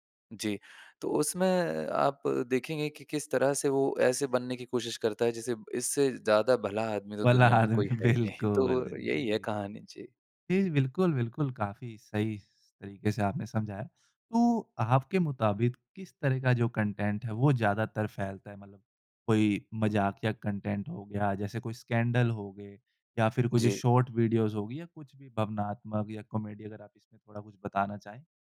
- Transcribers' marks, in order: laughing while speaking: "वल्ला आदमी बिल्कुल"; laughing while speaking: "नहीं"; in English: "कन्टेंट"; in English: "कन्टेंट"; in English: "स्कैंडल"; in English: "शॉर्ट वीडियोज़"; in English: "कॉमेडी?"
- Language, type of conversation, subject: Hindi, podcast, सोशल मीडिया पर कहानियाँ कैसे फैलती हैं?